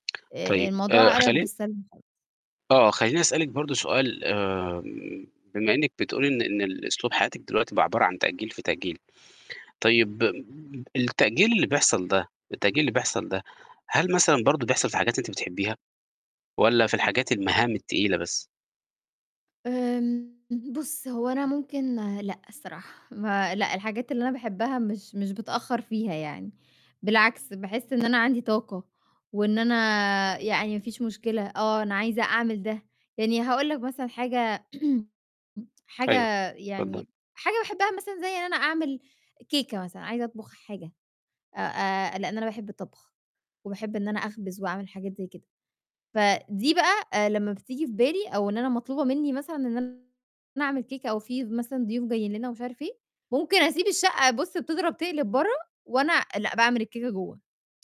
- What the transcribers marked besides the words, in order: tapping; distorted speech; static; mechanical hum; throat clearing
- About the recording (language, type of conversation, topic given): Arabic, advice, إزاي بتوصف تجربتك مع تأجيل المهام المهمة والاعتماد على ضغط آخر لحظة؟